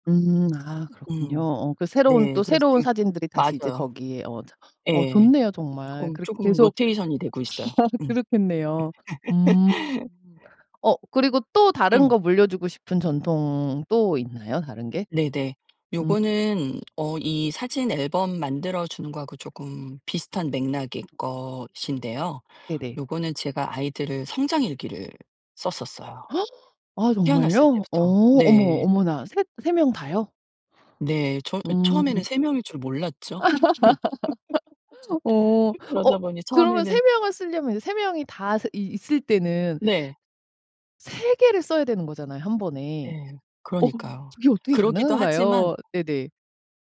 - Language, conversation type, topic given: Korean, podcast, 아이들에게 꼭 물려주고 싶은 전통이 있나요?
- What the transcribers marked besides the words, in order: other background noise; in English: "로테이션이"; laugh; other noise; gasp; laugh